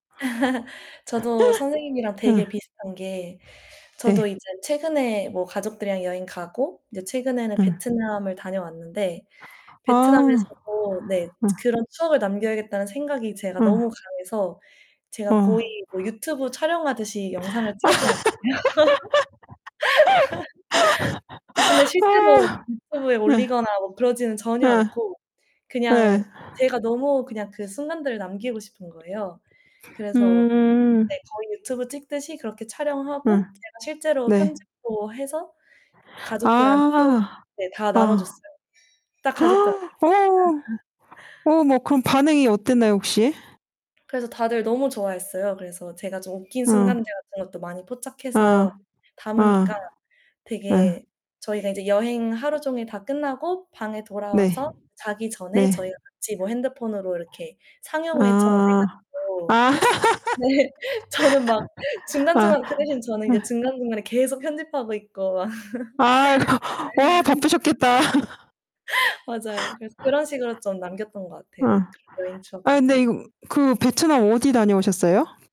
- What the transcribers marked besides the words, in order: laugh; other background noise; laugh; distorted speech; laugh; tapping; gasp; laugh; laugh; laughing while speaking: "네, 저는 막 중간중간 그 … 편집하고 있고 막"; laugh; laugh
- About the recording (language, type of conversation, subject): Korean, unstructured, 가족과 함께한 추억 중 가장 기억에 남는 것은 무엇인가요?